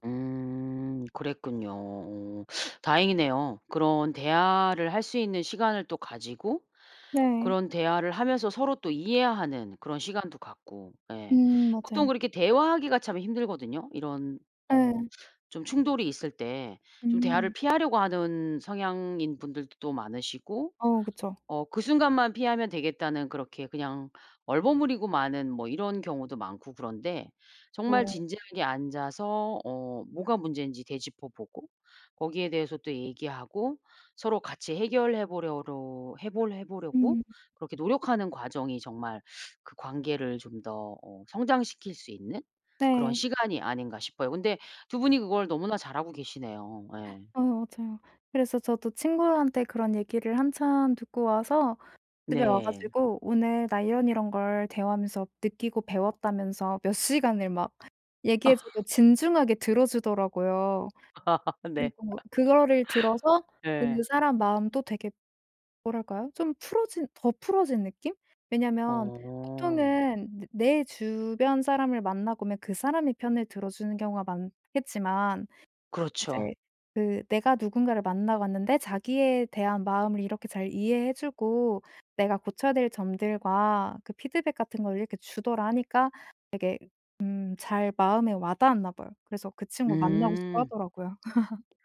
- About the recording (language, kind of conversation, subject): Korean, podcast, 사랑이나 관계에서 배운 가장 중요한 교훈은 무엇인가요?
- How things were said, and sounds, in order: other background noise; laugh; laugh; laugh